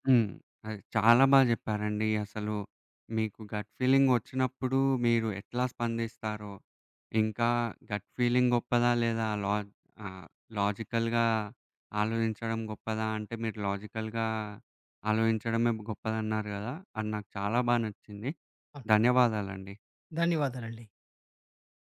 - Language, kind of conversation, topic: Telugu, podcast, గట్ ఫీలింగ్ వచ్చినప్పుడు మీరు ఎలా స్పందిస్తారు?
- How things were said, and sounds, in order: in English: "గట్"; in English: "గట్ ఫీలింగ్"; in English: "లాజికల్‌గా"; in English: "లాజికల్‌గా"